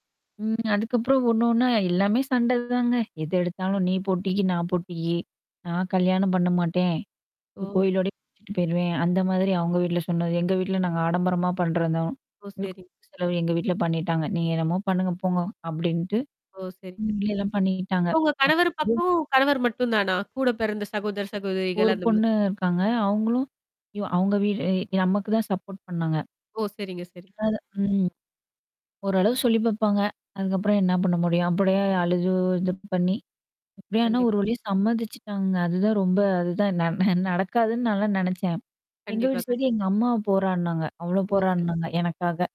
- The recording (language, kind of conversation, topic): Tamil, podcast, காதல் மற்றும் நட்பு போன்ற உறவுகளில் ஏற்படும் அபாயங்களை நீங்கள் எவ்வாறு அணுகுவீர்கள்?
- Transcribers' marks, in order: static; mechanical hum; distorted speech; unintelligible speech; other background noise; unintelligible speech; other noise; in English: "சப்போர்ட்"; chuckle